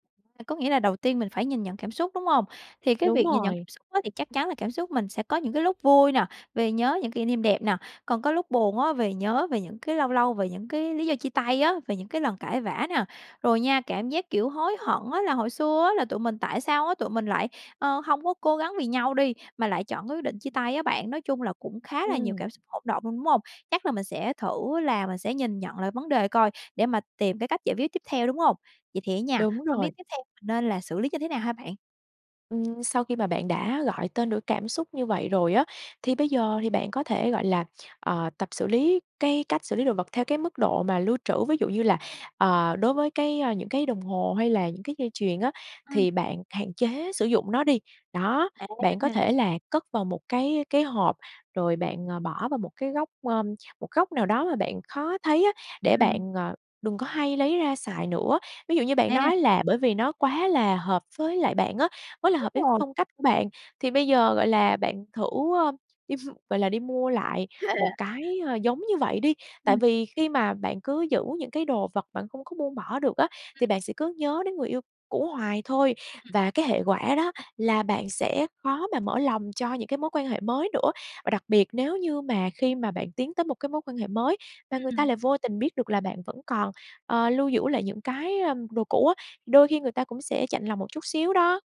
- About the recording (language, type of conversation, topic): Vietnamese, advice, Làm sao để buông bỏ những kỷ vật của người yêu cũ khi tôi vẫn còn nhiều kỷ niệm?
- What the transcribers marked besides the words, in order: other background noise; chuckle; laugh